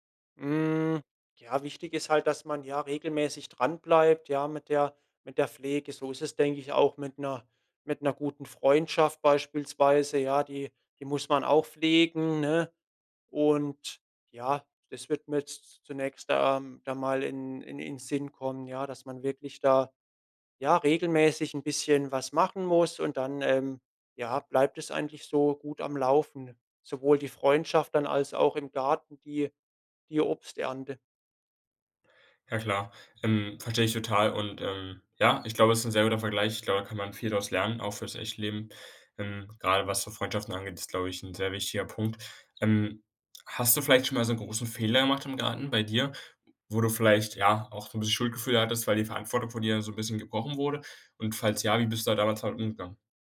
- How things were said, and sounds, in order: none
- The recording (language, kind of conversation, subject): German, podcast, Was kann uns ein Garten über Verantwortung beibringen?